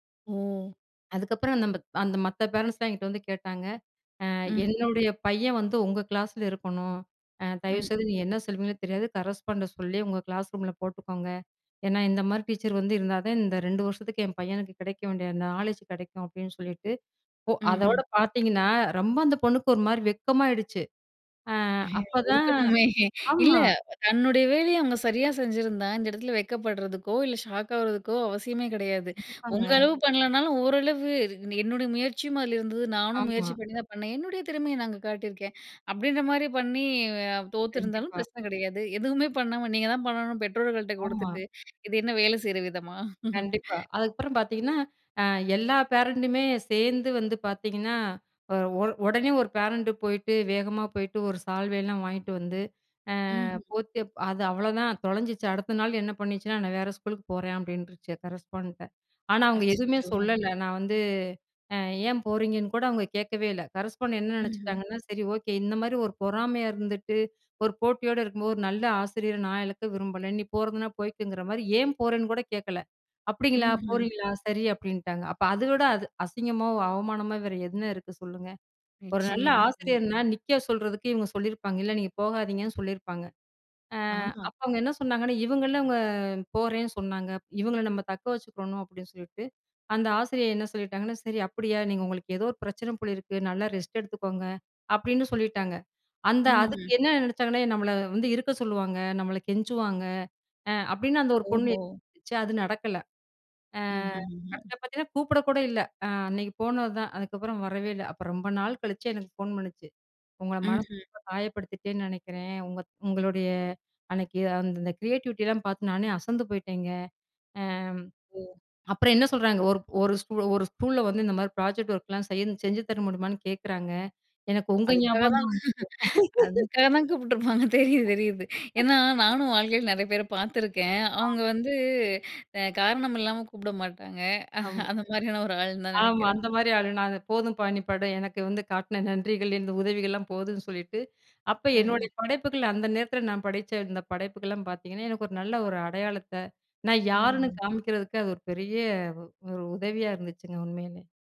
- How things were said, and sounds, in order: other background noise; in English: "பேரண்ட்ஸ்ஸெலாம்"; in English: "கரஸ்பாண்ட"; in English: "நாலேட்ஜ்"; laughing while speaking: "இருக்கணுமே!"; laughing while speaking: "விதமா?"; in English: "பேரன்ட்டுமே"; in English: "பேரண்டு"; in English: "கரஸ்பாண்டன்ட"; in English: "கரஸ்பாண்டன்ட்"; in English: "ரெஸ்ட்"; in English: "கிரியேட்டிவிட்டில்லாம்"; in English: "ப்ராஜெக்ட் ஒர்க்லா"; laughing while speaking: "அதுக்காக தான் கூப்பிட்டுருப்பாங்க தெரியுது, தெரியுது"; laugh; other noise; laughing while speaking: "அந்த மாரியான ஒரு ஆளுன்னு தான் நெனக்கிறேன்"
- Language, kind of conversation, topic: Tamil, podcast, உன் படைப்புகள் உன்னை எப்படி காட்டுகின்றன?